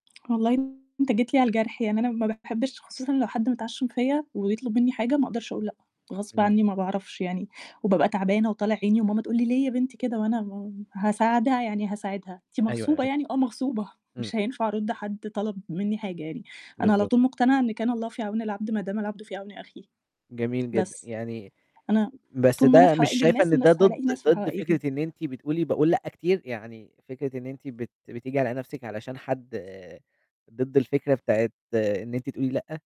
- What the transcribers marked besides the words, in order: tapping; distorted speech; static
- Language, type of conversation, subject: Arabic, podcast, إزاي اتعلمت تقول «لا» من تجربة حقيقية؟